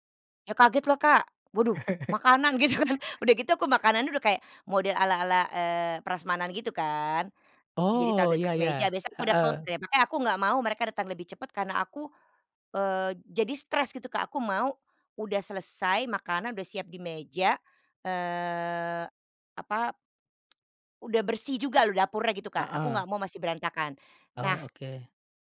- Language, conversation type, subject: Indonesian, podcast, Bisakah kamu menceritakan momen saat berbagi makanan dengan penduduk setempat?
- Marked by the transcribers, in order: chuckle; laughing while speaking: "gitu kan"; other background noise; tapping